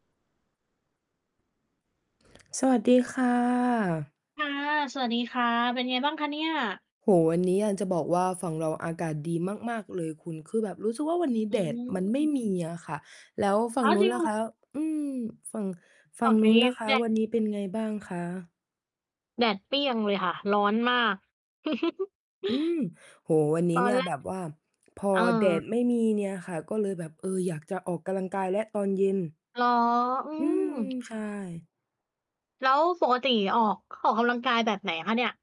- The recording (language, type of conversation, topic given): Thai, unstructured, คุณคิดว่าการออกกำลังกายกับเพื่อนช่วยเพิ่มความสนุกมากขึ้นไหม?
- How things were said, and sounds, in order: distorted speech; other background noise; chuckle